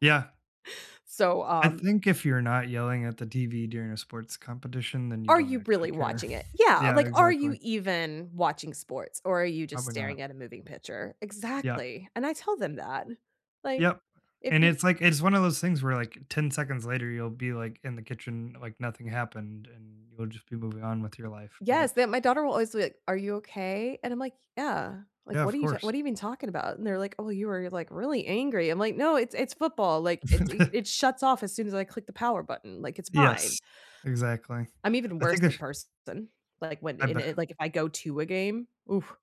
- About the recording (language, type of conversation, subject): English, unstructured, What does your ideal lazy Sunday look like, hour by hour, from your first yawn to lights out?
- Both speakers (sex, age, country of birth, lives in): female, 40-44, United States, United States; male, 35-39, United States, United States
- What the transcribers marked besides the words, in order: other background noise; chuckle; distorted speech